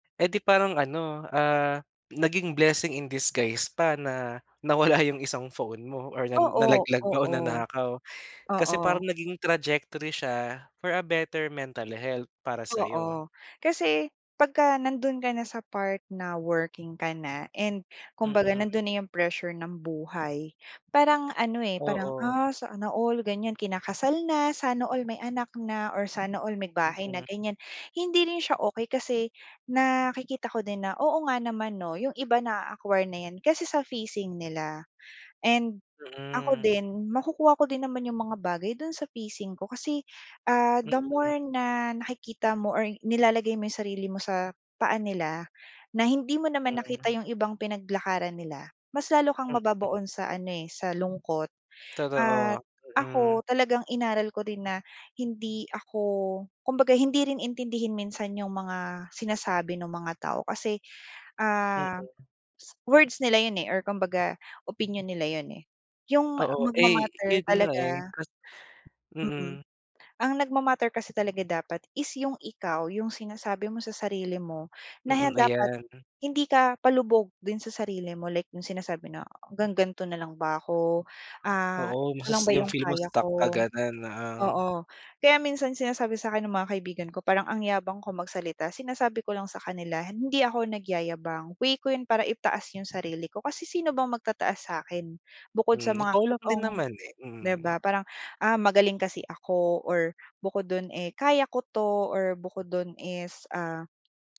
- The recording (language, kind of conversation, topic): Filipino, podcast, Paano mo inaalagaan ang kalusugan ng isip mo araw-araw?
- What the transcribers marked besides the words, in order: laughing while speaking: "nawala"; in English: "trajectory"; tapping; other background noise